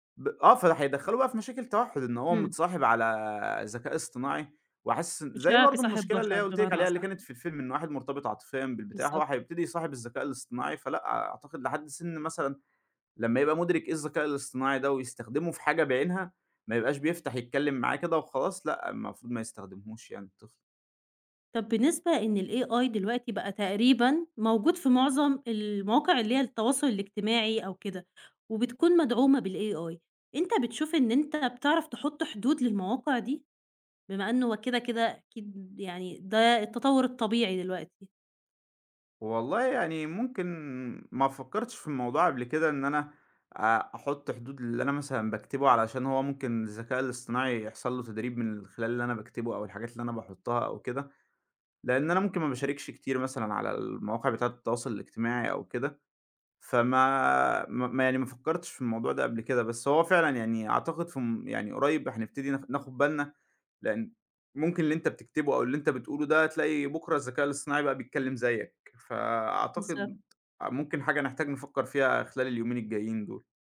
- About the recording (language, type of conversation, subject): Arabic, podcast, إزاي بتحط حدود للذكاء الاصطناعي في حياتك اليومية؟
- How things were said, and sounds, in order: in English: "الAI"; in English: "بالAI"